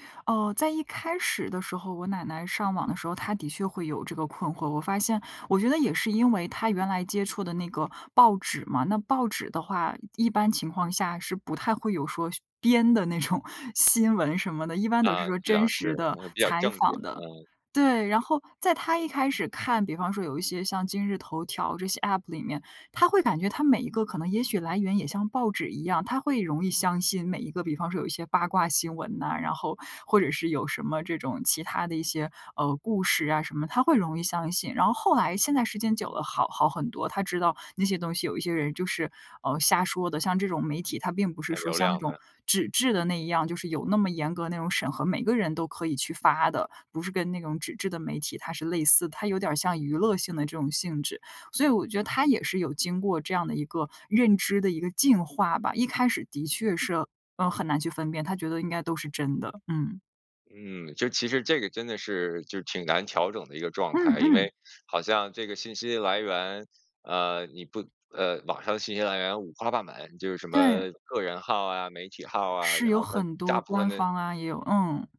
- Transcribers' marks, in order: laughing while speaking: "那种"; other background noise; "五花八门" said as "五花八买"
- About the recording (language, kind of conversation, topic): Chinese, podcast, 现代科技是如何影响你们的传统习俗的？